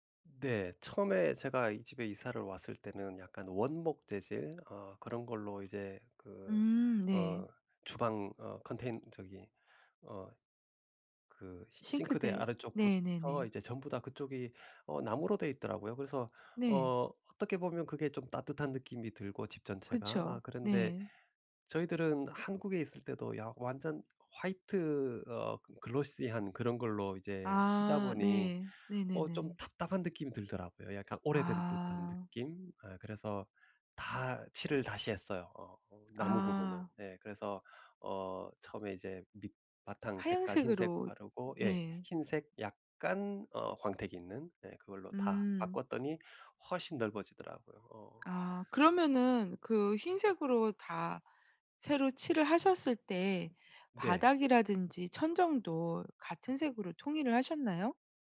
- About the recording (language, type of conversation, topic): Korean, podcast, 작은 집이 더 넓어 보이게 하려면 무엇이 가장 중요할까요?
- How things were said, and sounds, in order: tapping; in English: "글로시한"; other background noise